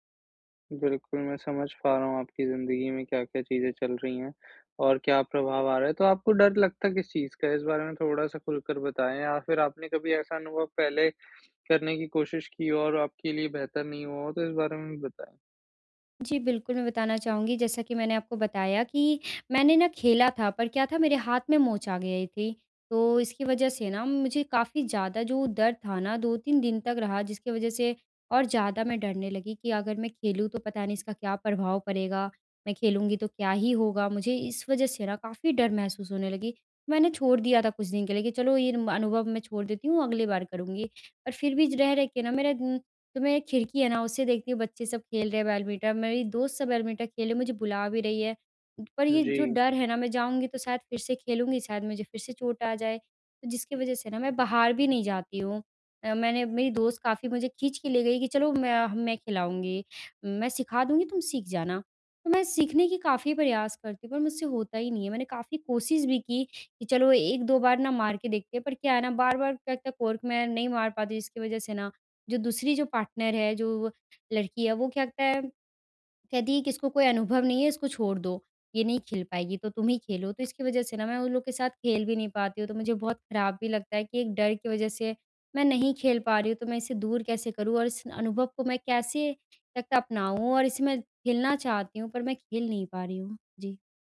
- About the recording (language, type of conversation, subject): Hindi, advice, नए अनुभव आज़माने के डर को कैसे दूर करूँ?
- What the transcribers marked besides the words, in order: "बैडमिंटन" said as "बैलमिटर"; "बैडमिंटन" said as "बैलमिटर"; in English: "पार्टनर"